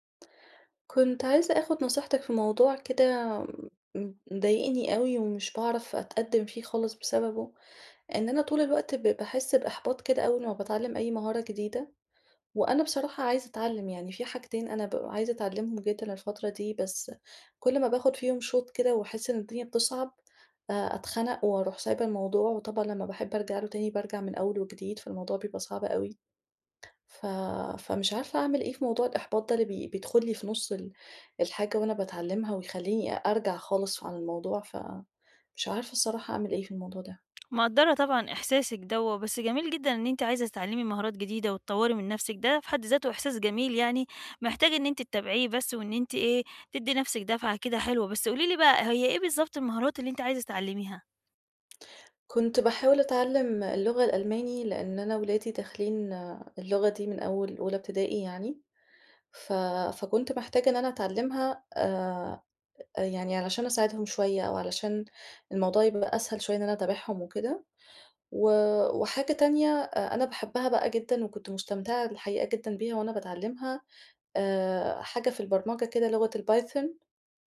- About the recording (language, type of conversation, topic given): Arabic, advice, إزاي أتعامل مع الإحباط لما ما بتحسنش بسرعة وأنا بتعلم مهارة جديدة؟
- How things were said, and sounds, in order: none